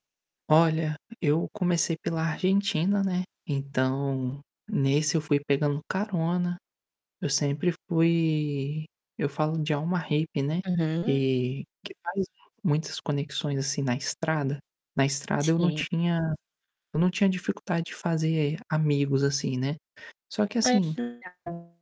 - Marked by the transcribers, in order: static; distorted speech; unintelligible speech
- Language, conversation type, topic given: Portuguese, podcast, Qual amizade que você fez numa viagem virou uma amizade de verdade?
- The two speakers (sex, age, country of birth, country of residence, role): female, 25-29, Brazil, Spain, host; male, 25-29, Brazil, Spain, guest